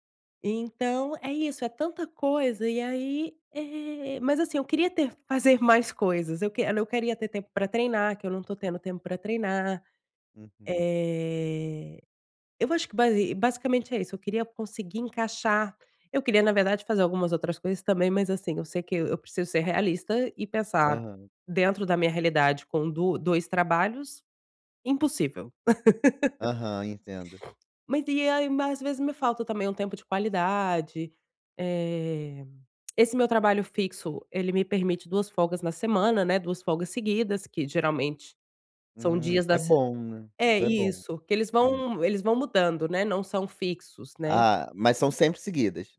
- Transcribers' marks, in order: laugh; throat clearing
- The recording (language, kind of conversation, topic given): Portuguese, advice, Como posso lidar com a sobrecarga de tarefas e a falta de tempo para trabalho concentrado?